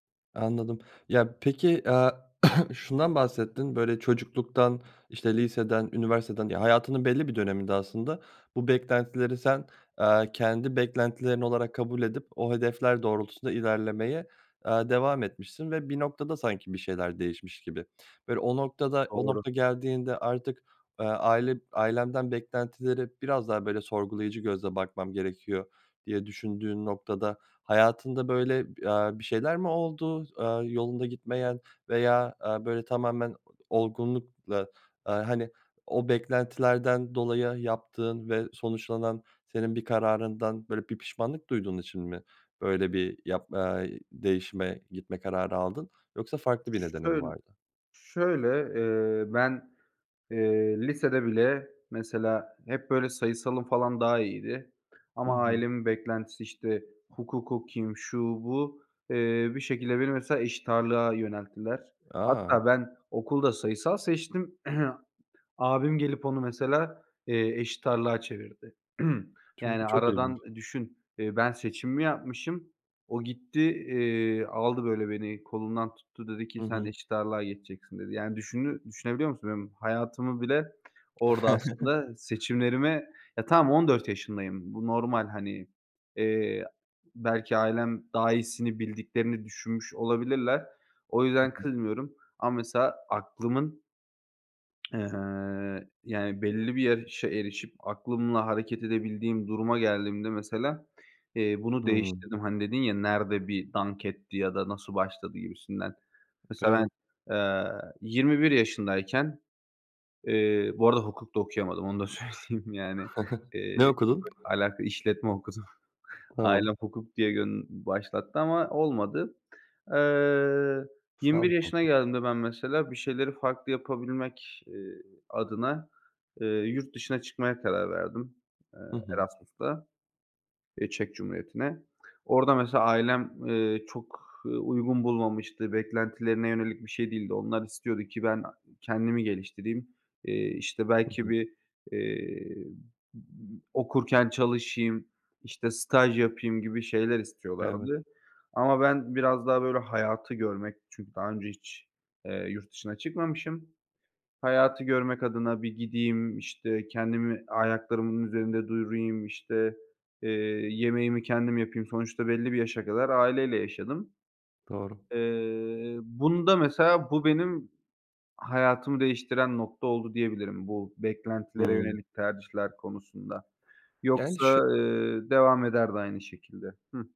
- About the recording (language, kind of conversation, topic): Turkish, podcast, Aile beklentileri seçimlerini sence nasıl etkiler?
- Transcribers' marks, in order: cough; tapping; throat clearing; throat clearing; other background noise; chuckle; unintelligible speech; drawn out: "ııı"; laughing while speaking: "söyleyeyim"; chuckle; laughing while speaking: "okudum"